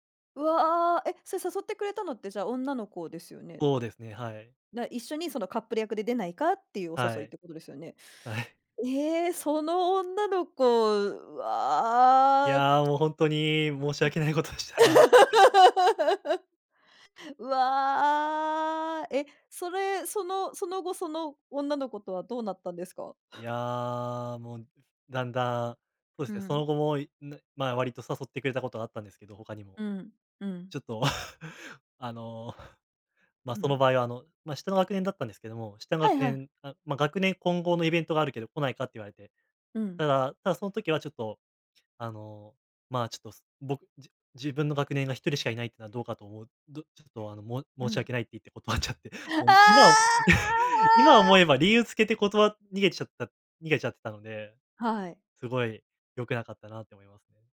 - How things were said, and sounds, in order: other noise; laugh; drawn out: "うわ"; throat clearing; other background noise; drawn out: "ああ"; joyful: "ああ"; throat clearing
- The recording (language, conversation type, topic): Japanese, podcast, 直感と理屈、どちらを信じますか？